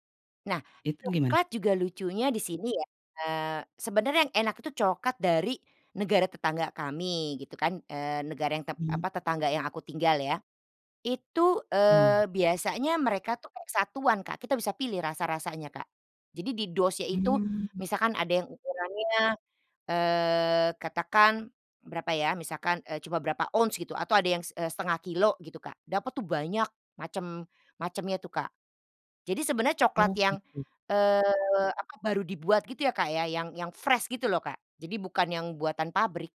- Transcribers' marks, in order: in English: "fresh"
- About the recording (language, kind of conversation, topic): Indonesian, podcast, Makanan apa yang selalu kamu bawa saat mudik?